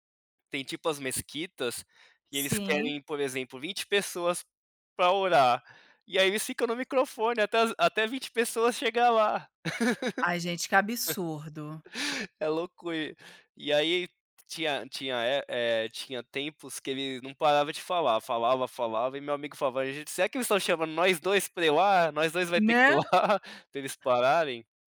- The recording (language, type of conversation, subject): Portuguese, podcast, Me conta sobre uma viagem que despertou sua curiosidade?
- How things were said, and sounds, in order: tapping; laugh